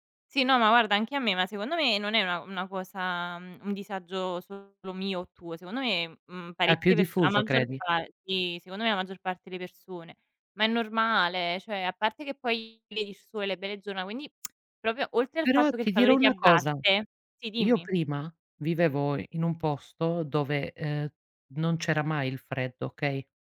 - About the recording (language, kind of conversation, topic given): Italian, unstructured, Come bilanci il tuo tempo tra lavoro e tempo libero?
- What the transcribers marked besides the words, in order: "guarda" said as "uarda"; lip smack; "proprio" said as "propio"; background speech